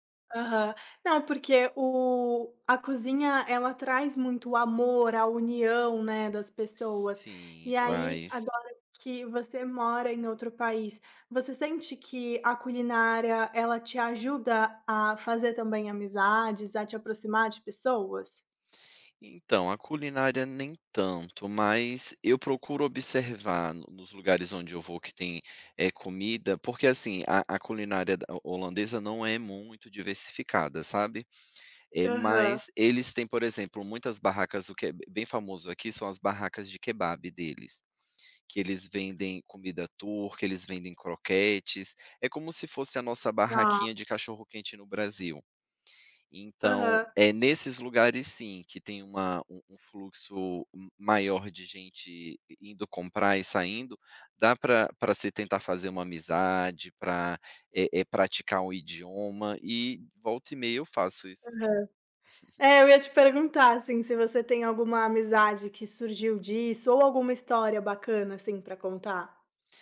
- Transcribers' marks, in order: tapping; in Turkish: "kebap"; chuckle
- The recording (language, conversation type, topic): Portuguese, podcast, Qual comida você associa ao amor ou ao carinho?